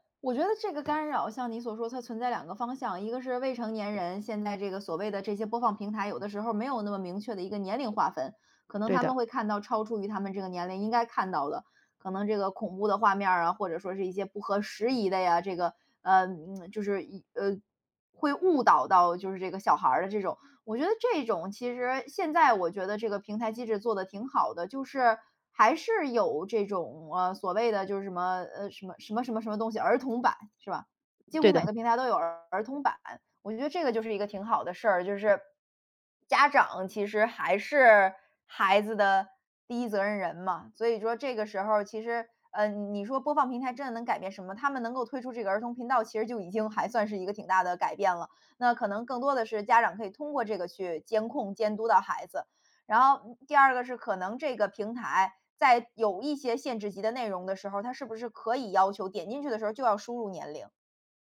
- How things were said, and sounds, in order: tapping; other background noise; tsk
- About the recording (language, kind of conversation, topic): Chinese, podcast, 播放平台的兴起改变了我们的收视习惯吗？